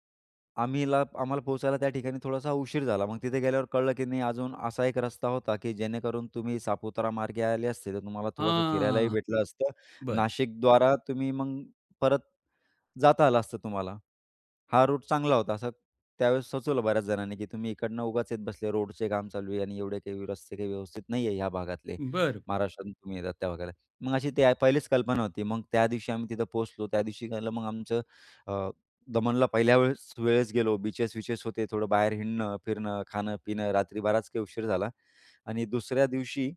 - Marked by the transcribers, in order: drawn out: "हां"; tapping
- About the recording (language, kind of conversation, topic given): Marathi, podcast, कधी तुमचा जवळजवळ अपघात होण्याचा प्रसंग आला आहे का, आणि तो तुम्ही कसा टाळला?